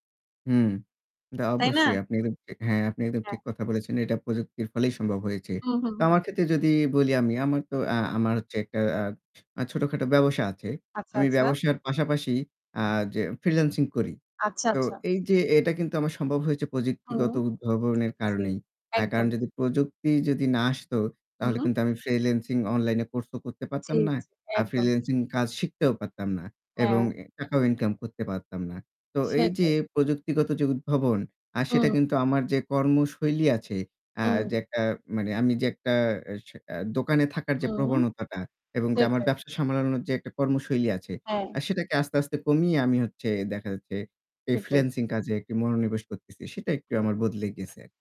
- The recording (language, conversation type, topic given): Bengali, unstructured, আপনার সবচেয়ে পছন্দের প্রযুক্তিগত উদ্ভাবন কোনটি?
- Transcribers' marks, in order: static